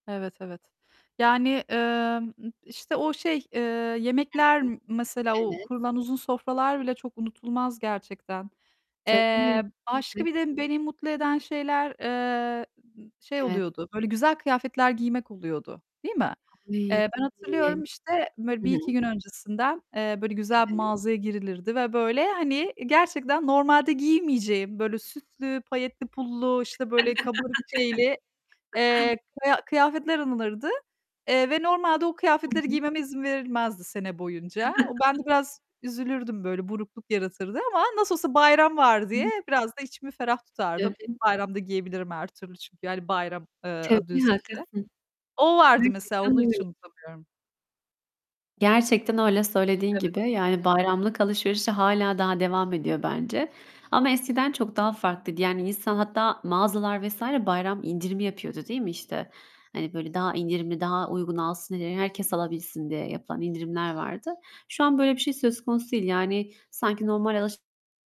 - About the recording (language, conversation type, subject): Turkish, unstructured, Bir bayramda en çok hangi anıları hatırlamak sizi mutlu eder?
- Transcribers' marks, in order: static; distorted speech; other background noise; tapping; unintelligible speech; unintelligible speech; chuckle; chuckle; unintelligible speech; unintelligible speech